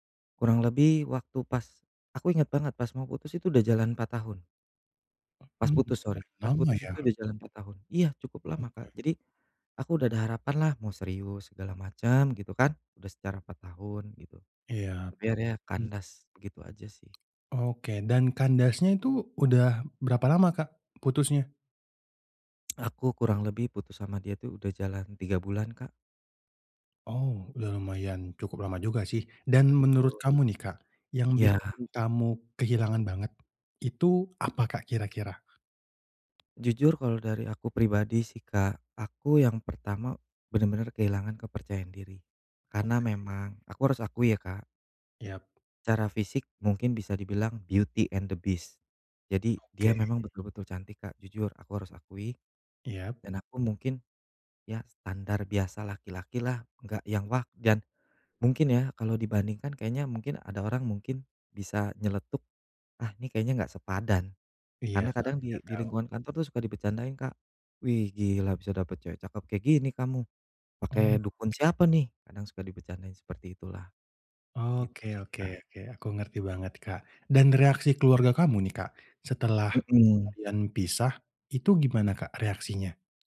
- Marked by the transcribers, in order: tapping; tongue click; in English: "beauty and the beast"
- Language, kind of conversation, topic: Indonesian, advice, Bagaimana cara membangun kembali harapan pada diri sendiri setelah putus?